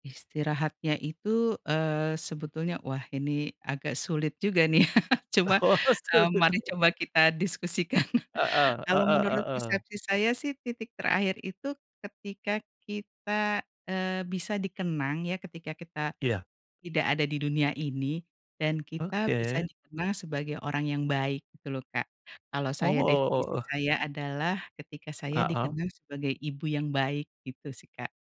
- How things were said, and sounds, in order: chuckle; tapping; laughing while speaking: "Oh, seperti itu"; laughing while speaking: "diskusikan"
- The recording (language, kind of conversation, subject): Indonesian, podcast, Menurutmu, apa arti sukses sekarang?